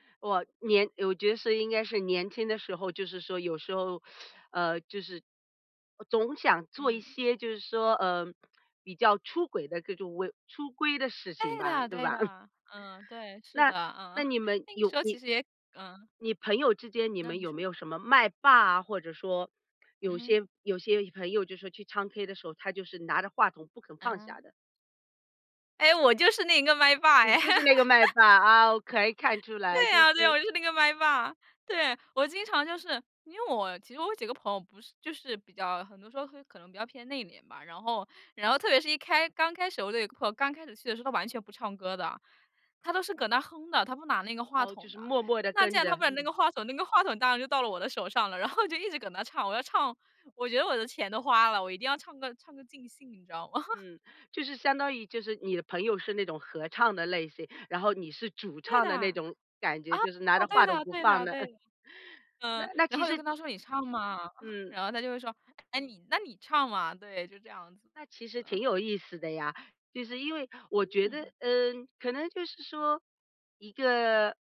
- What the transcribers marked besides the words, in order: joyful: "对的 对的"; chuckle; laughing while speaking: "哎，我就是那个麦霸哎"; laughing while speaking: "你就是那个麦霸"; laugh; laughing while speaking: "对啊，对啊，我就是那个麦霸，对"; laughing while speaking: "然后就一直跟着唱"; chuckle; joyful: "对的 啊，对的 对的 对的"; laughing while speaking: "不放的"; chuckle
- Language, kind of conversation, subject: Chinese, podcast, 你在K歌时最常点哪一类歌曲？